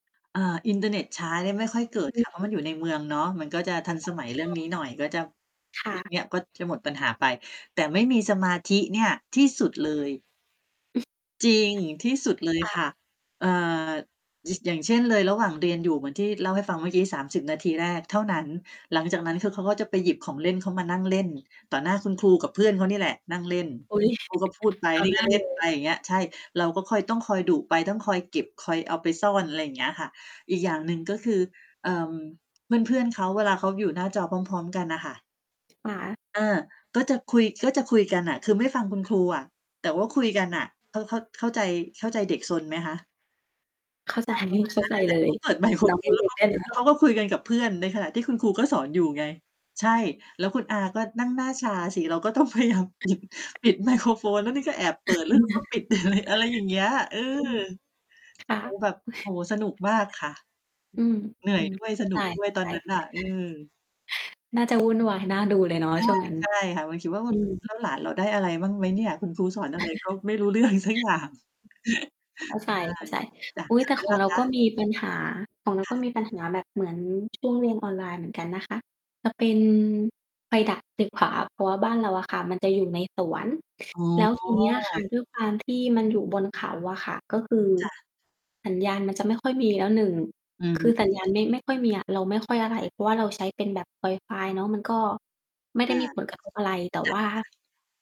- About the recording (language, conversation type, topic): Thai, unstructured, การเรียนออนไลน์มีข้อดีและข้อเสียอย่างไร?
- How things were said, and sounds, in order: other background noise; static; distorted speech; tapping; mechanical hum; laughing while speaking: "พยายามปิด ปิดไมโครโฟน แล้วนี่ก็แอบเปิด แล้วเรา ก็ปิด"; chuckle; chuckle; laughing while speaking: "สักอย่าง"; chuckle